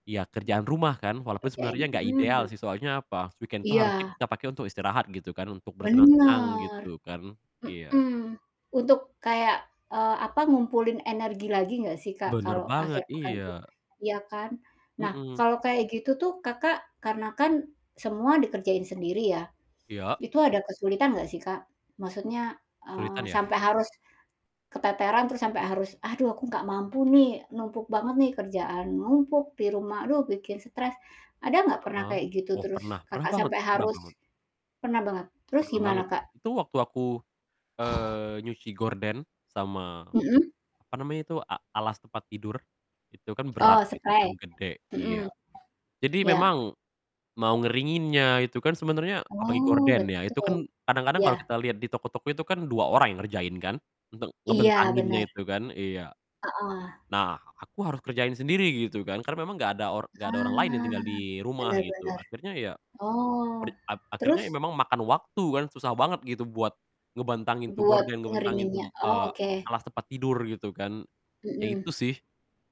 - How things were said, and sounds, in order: static; distorted speech; in English: "Weekend"; drawn out: "Bener"; other background noise; drawn out: "Ah"
- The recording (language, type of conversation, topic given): Indonesian, podcast, Bagaimana kamu mengatur waktu antara pekerjaan dan urusan rumah tangga?